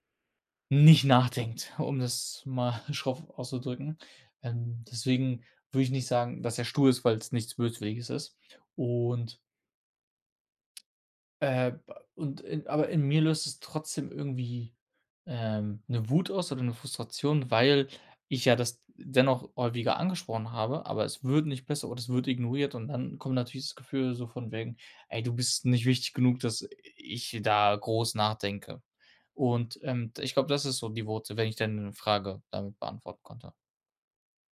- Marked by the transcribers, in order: other background noise; laughing while speaking: "mal schroff"
- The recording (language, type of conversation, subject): German, advice, Wie kann ich das Schweigen in einer wichtigen Beziehung brechen und meine Gefühle offen ausdrücken?